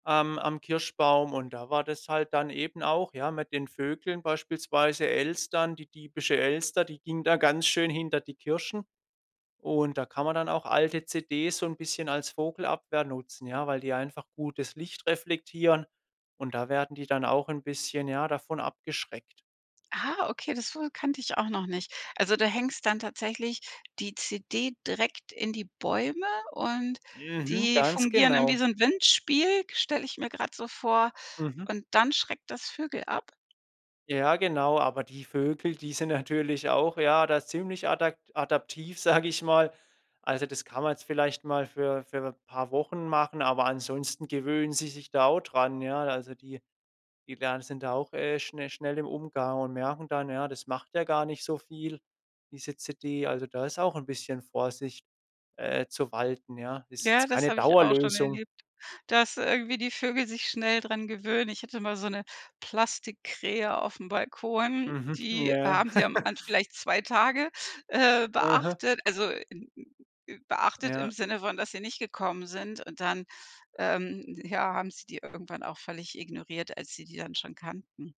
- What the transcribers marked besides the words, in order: surprised: "Ah"; laughing while speaking: "sag"; giggle; other noise
- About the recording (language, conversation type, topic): German, podcast, Wie nutzt du Alltagsgegenstände kreativ?